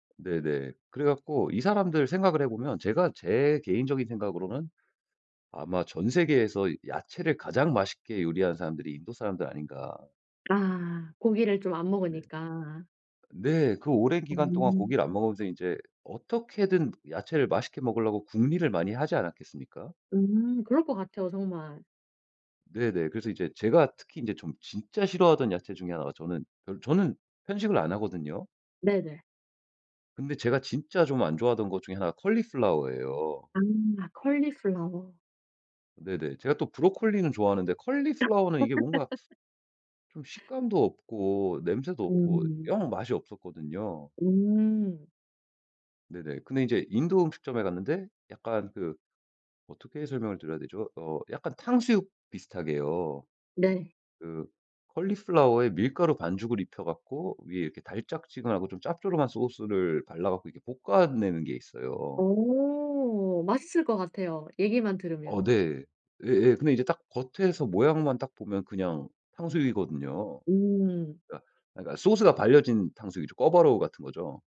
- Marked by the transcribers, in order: tapping; put-on voice: "콜리플라워"; put-on voice: "콜리플라워"; put-on voice: "콜리플라워는"; laugh; put-on voice: "콜리플라워에"; other background noise
- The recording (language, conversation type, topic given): Korean, podcast, 채소를 더 많이 먹게 만드는 꿀팁이 있나요?